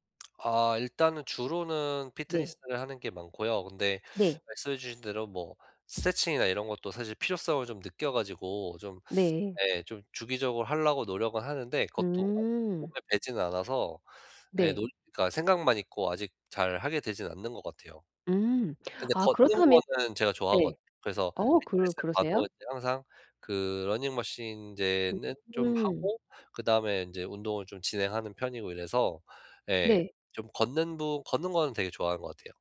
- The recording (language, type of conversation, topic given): Korean, advice, 시간이 부족해서 취미를 포기해야 할까요?
- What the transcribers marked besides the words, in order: lip smack; in English: "피트니스를"; other background noise; in English: "피트니스에"